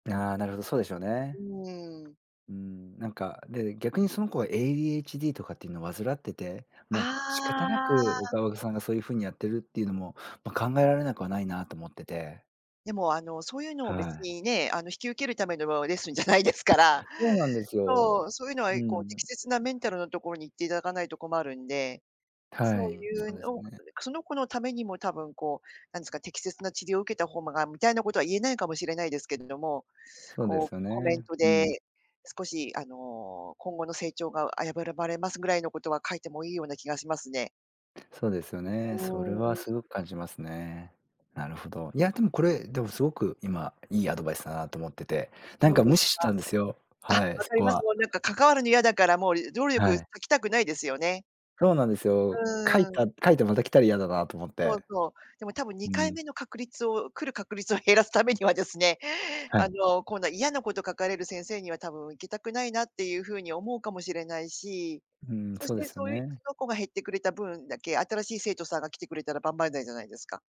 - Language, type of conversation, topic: Japanese, advice, 職場で本音を言えず萎縮していることについて、どのように感じていますか？
- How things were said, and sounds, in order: tapping; "お母さん" said as "おかおさん"; laughing while speaking: "レッスンじゃないですから"; laughing while speaking: "減らすためにはですね"